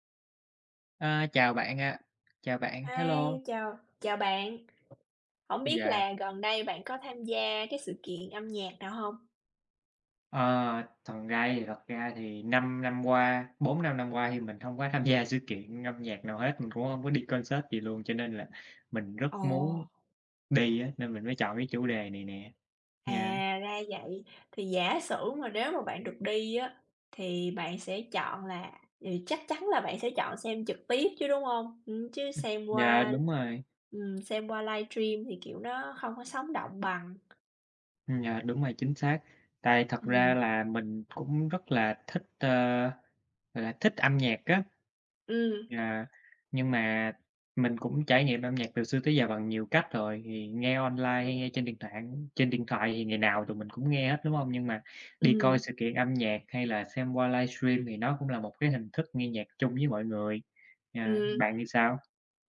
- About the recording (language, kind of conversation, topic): Vietnamese, unstructured, Bạn thích đi dự buổi biểu diễn âm nhạc trực tiếp hay xem phát trực tiếp hơn?
- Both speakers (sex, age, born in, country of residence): female, 35-39, Vietnam, United States; male, 25-29, Vietnam, United States
- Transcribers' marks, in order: tapping; other background noise; laughing while speaking: "gia"; in English: "concert"